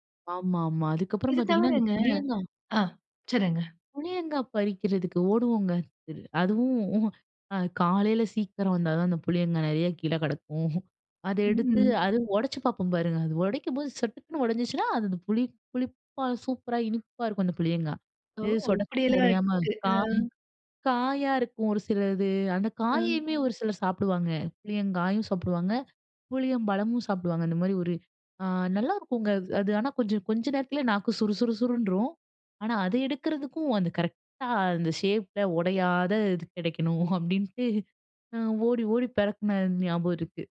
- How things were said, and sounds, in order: tapping; other noise; chuckle; chuckle; drawn out: "ம்"; in English: "கரெக்ட்டா"; in English: "ஷேப்ல"; chuckle
- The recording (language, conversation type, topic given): Tamil, podcast, பள்ளிக் கால நினைவுகளில் இன்னும் பொன்னாக மனதில் நிற்கும் ஒரு தருணம் உங்களுக்குண்டா?